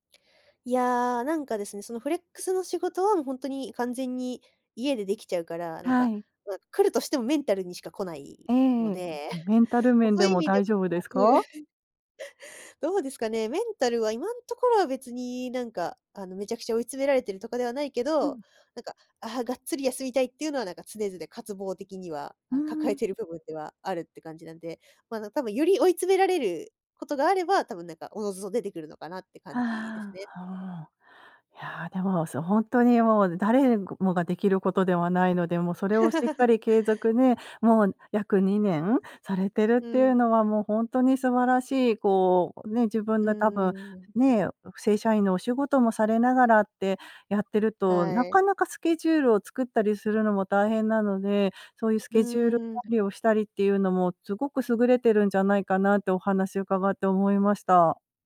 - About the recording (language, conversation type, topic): Japanese, advice, 休みの日でも仕事のことが頭から離れないのはなぜですか？
- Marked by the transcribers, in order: chuckle; unintelligible speech